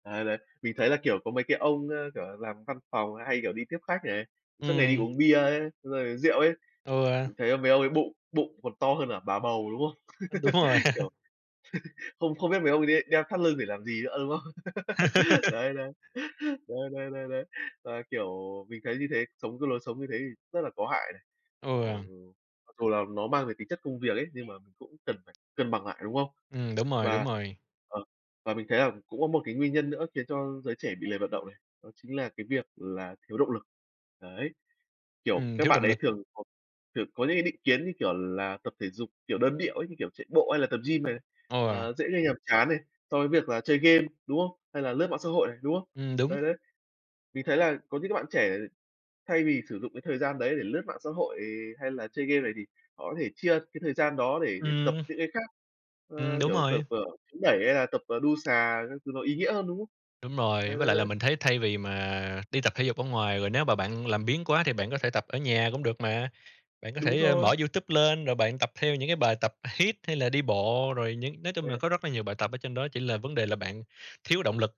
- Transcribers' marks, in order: chuckle; laugh; other background noise; tapping; "Ừ" said as "ề"
- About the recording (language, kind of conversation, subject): Vietnamese, unstructured, Bạn nghĩ sao về việc ngày càng nhiều người trẻ bỏ thói quen tập thể dục hằng ngày?